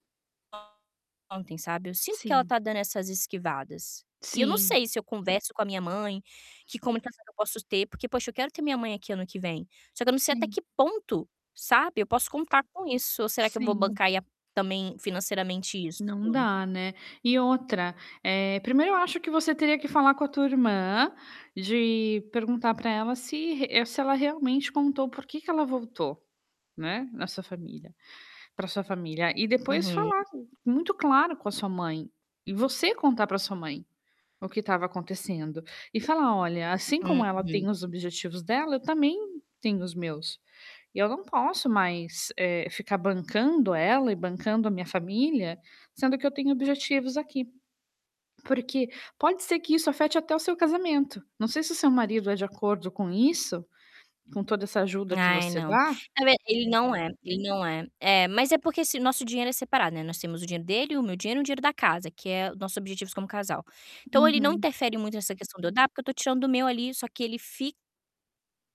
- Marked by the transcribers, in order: other background noise; static; distorted speech; tapping
- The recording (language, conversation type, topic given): Portuguese, advice, Como costumam ser as discussões sobre apoio financeiro entre membros da família?